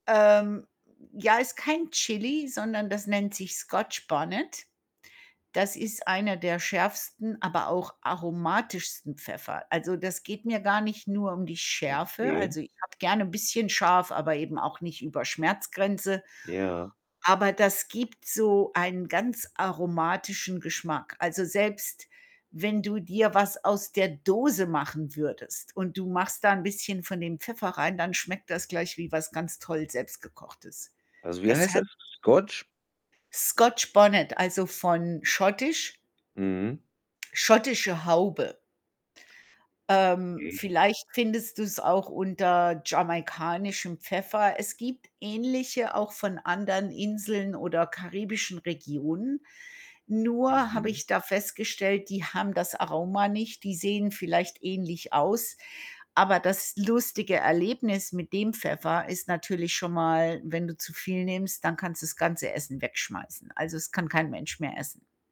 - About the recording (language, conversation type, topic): German, unstructured, Was war dein überraschendstes Erlebnis, als du ein neues Gericht probiert hast?
- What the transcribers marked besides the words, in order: distorted speech; other background noise